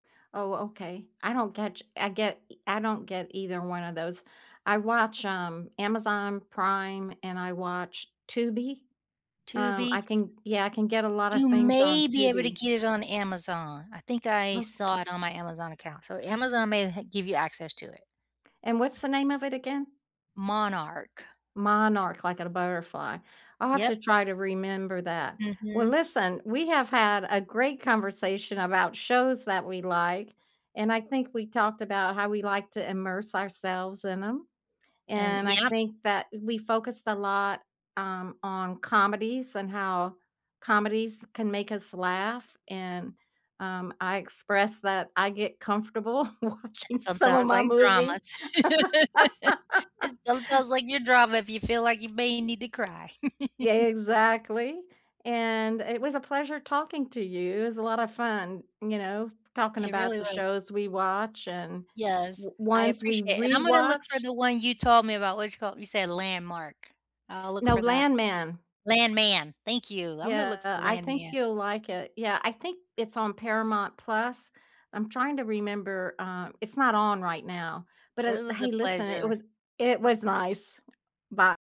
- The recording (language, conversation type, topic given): English, unstructured, What comfort TV shows do you rewatch when you need a break?
- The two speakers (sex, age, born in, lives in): female, 50-54, United States, United States; female, 75-79, United States, United States
- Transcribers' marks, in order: other background noise; tapping; laugh; laughing while speaking: "watching some of my movies"; laugh; laugh